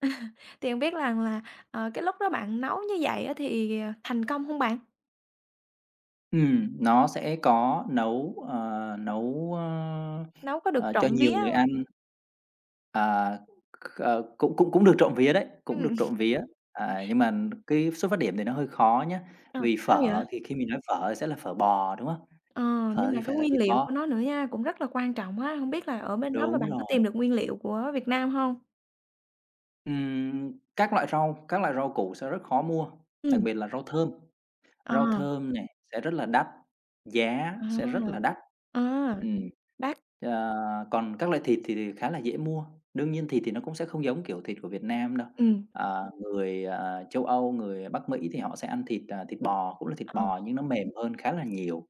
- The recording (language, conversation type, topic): Vietnamese, podcast, Bạn có thể kể về một kỷ niệm ẩm thực đáng nhớ của bạn không?
- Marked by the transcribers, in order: chuckle; "rằng" said as "lằng"; tapping; other background noise